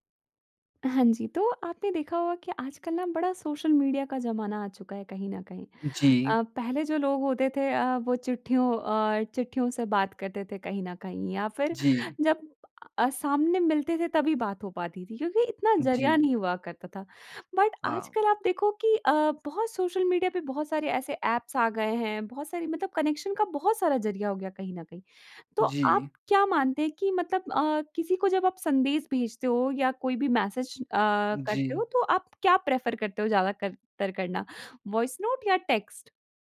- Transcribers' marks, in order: in English: "बट"; in English: "कनेक्शन"; in English: "मैसेज"; in English: "प्रेफ़र"; in English: "वॉइस नोट"; in English: "टेक्स्ट?"
- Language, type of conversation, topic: Hindi, podcast, वॉइस नोट और टेक्स्ट — तुम किसे कब चुनते हो?
- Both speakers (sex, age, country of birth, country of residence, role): female, 20-24, India, India, host; male, 20-24, India, India, guest